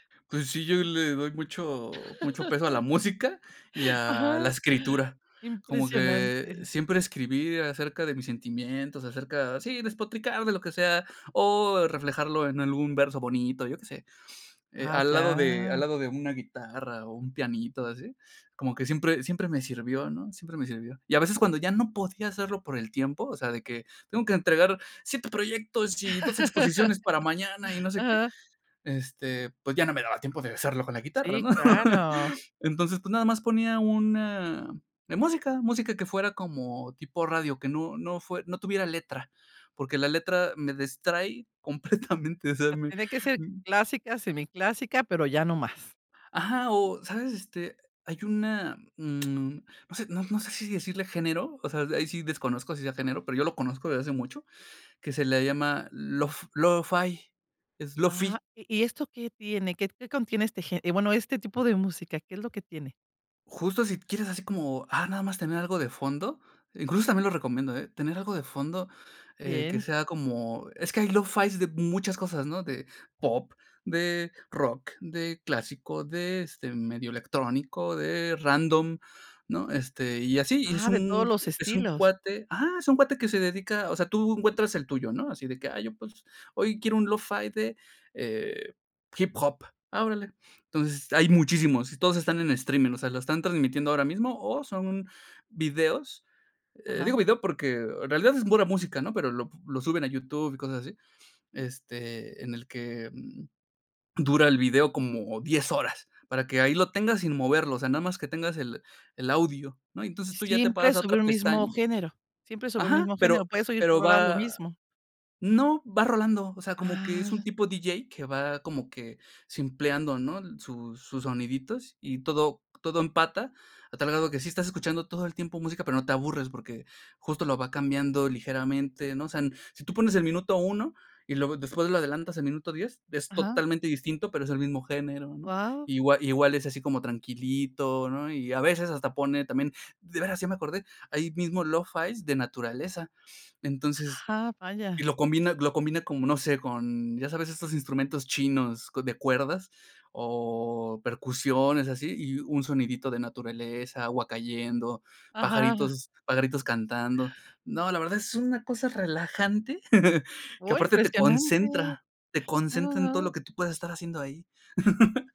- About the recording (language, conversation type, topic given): Spanish, podcast, ¿Qué sonidos de la naturaleza te ayudan más a concentrarte?
- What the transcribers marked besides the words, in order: laugh; laugh; chuckle; "distrae" said as "destrai"; laughing while speaking: "completamente, o sea"; other background noise; "lo-fi" said as "lofais"; "lofi" said as "lofais"; chuckle; laugh